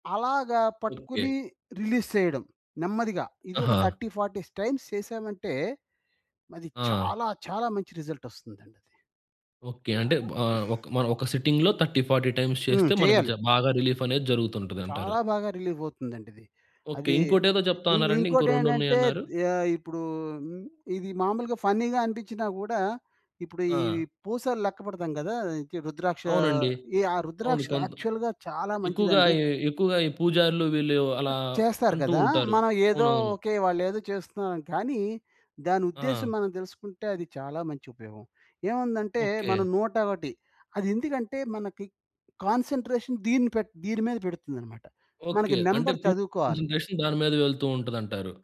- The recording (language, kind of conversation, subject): Telugu, podcast, ఒక్క నిమిషం ధ్యానం చేయడం మీకు ఏ విధంగా సహాయపడుతుంది?
- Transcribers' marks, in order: in English: "రిలీజ్"; in English: "థర్టీ ఫార్టీ టైమ్స్"; in English: "రిజల్ట్"; in English: "సిట్టింగ్‌లో థర్టీ ఫార్టీ టైమ్స్"; in English: "రిలీఫ్"; in English: "రిలీఫ్"; in English: "ఫన్నీ‌గా"; in English: "యాక్చువల్‌గా"; other background noise; in English: "కాన్సంట్రేషన్"; in English: "నంబర్"; in English: "కాన్సంట్రేషన్"